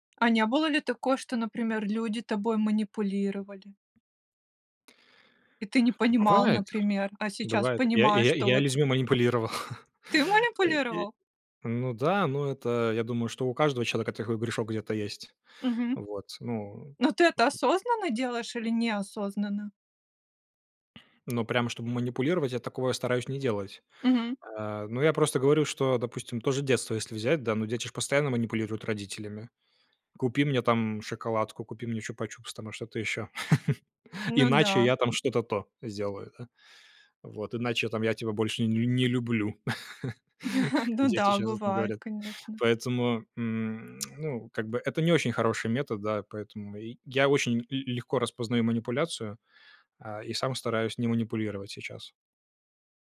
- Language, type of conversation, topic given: Russian, podcast, Как принимать решения, чтобы потом не жалеть?
- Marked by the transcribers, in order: tapping; other background noise; chuckle; chuckle; chuckle; tsk